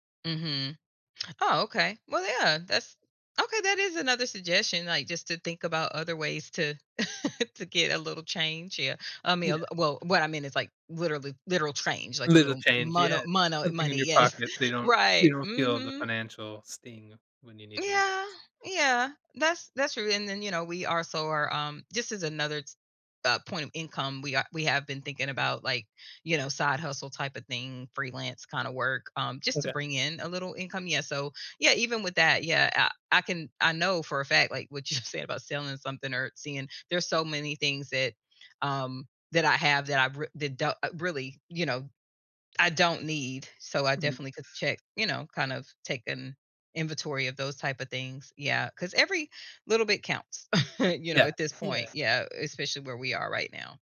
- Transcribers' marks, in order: laugh; background speech; chuckle; other background noise; laughing while speaking: "you"; chuckle
- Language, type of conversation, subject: English, advice, How can I fit self-care into my schedule?
- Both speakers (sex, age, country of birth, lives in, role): female, 45-49, United States, United States, user; male, 35-39, United States, United States, advisor